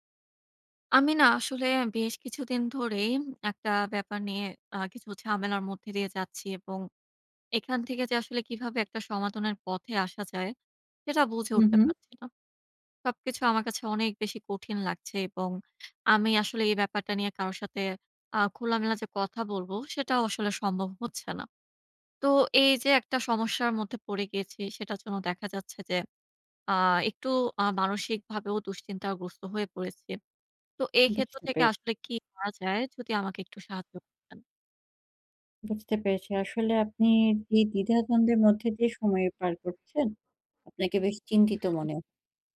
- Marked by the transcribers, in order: none
- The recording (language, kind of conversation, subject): Bengali, advice, বাজেটের মধ্যে ভালো জিনিস পাওয়া কঠিন